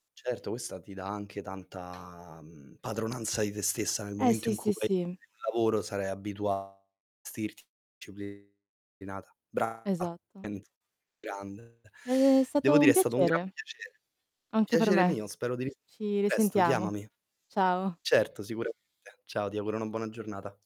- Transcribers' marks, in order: tapping; distorted speech; unintelligible speech; unintelligible speech; teeth sucking
- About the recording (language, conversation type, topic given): Italian, unstructured, Quali sogni speri di realizzare entro cinque anni?